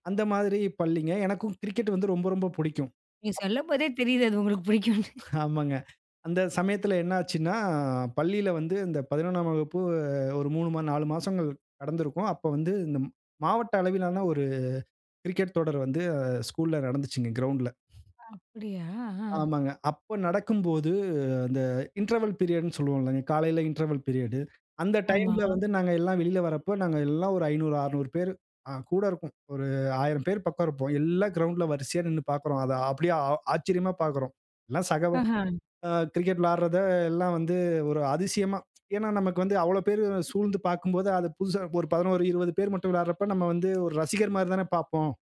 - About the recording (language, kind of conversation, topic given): Tamil, podcast, பள்ளி அல்லது கல்லூரியில் உங்களுக்கு வாழ்க்கையில் திருப்புமுனையாக அமைந்த நிகழ்வு எது?
- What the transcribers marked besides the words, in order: laughing while speaking: "நீங்க சொல்லம் போதே தெரியுது, அது உங்களுக்கு புடிக்கும்னு"; other noise; laughing while speaking: "ஆமாங்க"; other background noise; in English: "இன்ட்ரவல் பீரியட்ன்னு"; in English: "இன்ட்ரவல் பீரியடு"